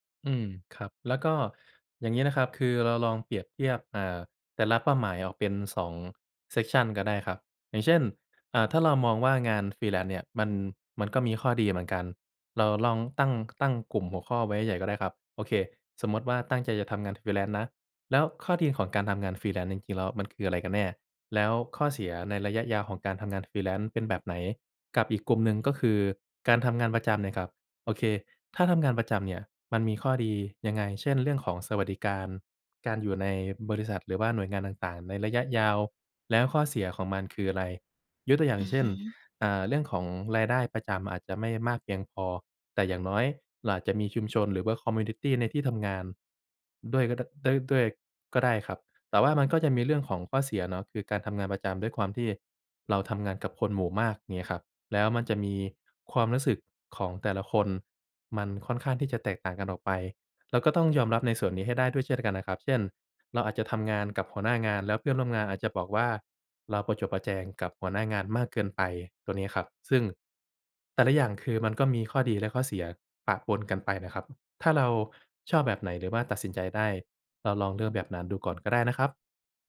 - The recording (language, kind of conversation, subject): Thai, advice, ฉันควรจัดลำดับความสำคัญของเป้าหมายหลายอย่างที่ชนกันอย่างไร?
- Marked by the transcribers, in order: in English: "section"; in English: "freelance"; in English: "freelance"; in English: "freelance"; in English: "freelance"; in English: "คอมมิวนิตี"